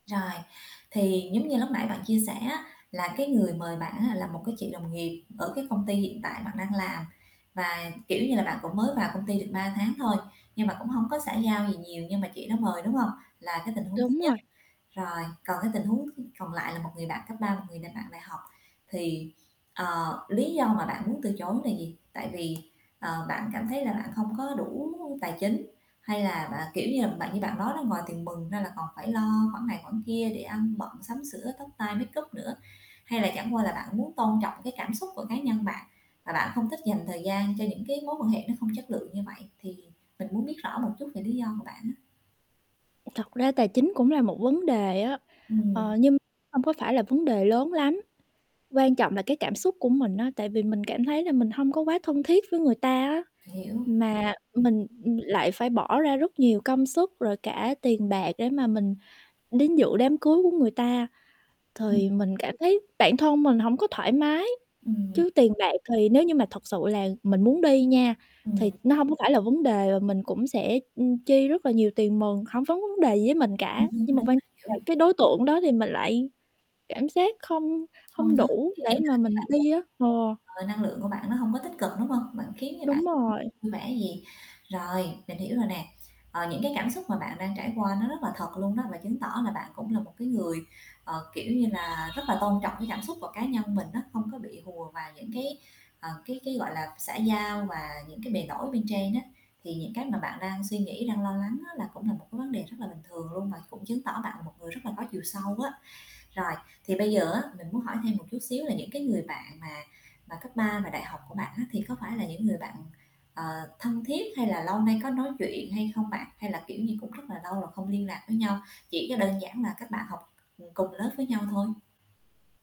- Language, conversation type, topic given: Vietnamese, advice, Làm sao để từ chối lời mời một cách khéo léo mà không làm người khác phật lòng?
- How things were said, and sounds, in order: static; tapping; distorted speech; in English: "makeup"; other background noise; unintelligible speech; unintelligible speech; horn; other street noise; other noise